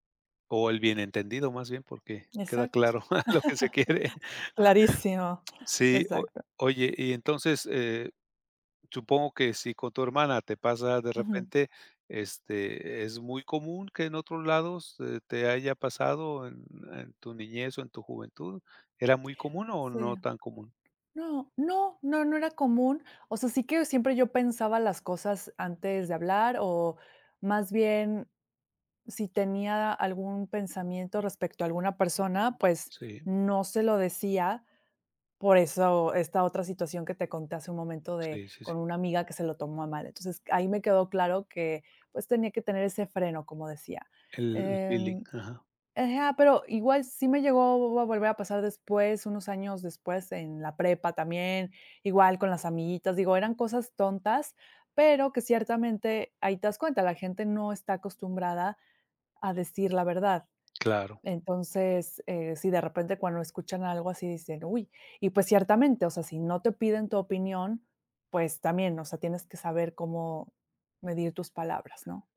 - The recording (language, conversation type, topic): Spanish, podcast, Qué haces cuando alguien reacciona mal a tu sinceridad
- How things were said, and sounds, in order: chuckle; laughing while speaking: "lo que se quiere"; other background noise